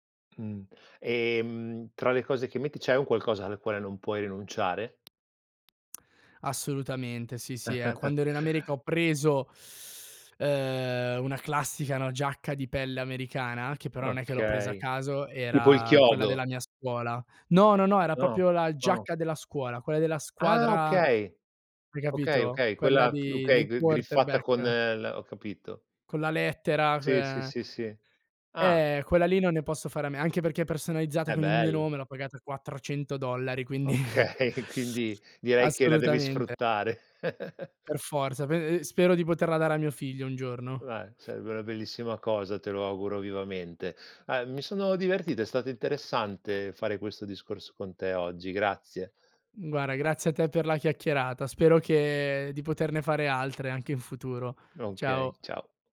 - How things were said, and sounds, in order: tapping; chuckle; in English: "quarterback"; laughing while speaking: "Okay"; chuckle; chuckle; other background noise
- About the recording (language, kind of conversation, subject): Italian, podcast, Che cosa significa per te vestirti in modo autentico?
- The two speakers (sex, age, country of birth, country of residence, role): male, 18-19, Italy, Italy, guest; male, 45-49, Italy, Italy, host